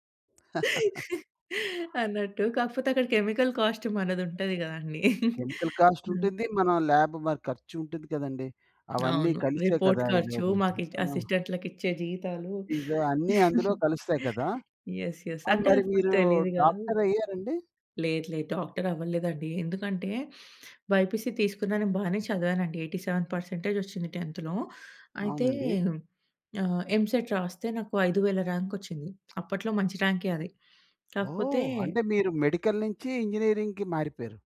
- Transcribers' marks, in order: tapping; chuckle; other background noise; chuckle; in English: "కెమికల్ కాస్ట్"; in English: "కెమికల్ కాస్ట్"; chuckle; in English: "ల్యాబ్"; in English: "రిపోర్ట్"; giggle; in English: "యెస్. యెస్"; in English: "బైపీసీ"; in English: "ఎయిటి సెవెన్ పర్సెంటేజ్"; in English: "టెన్త్‌లో"; in English: "ఎంసెట్"; in English: "ఐదు వేల ర్యాంక్"; in English: "మెడికల్"; in English: "ఇంజినీరింగ్‌కి"
- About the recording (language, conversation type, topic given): Telugu, podcast, మీ తల్లిదండ్రుల ఉద్యోగ జీవితం మీపై ఎలా ప్రభావం చూపింది?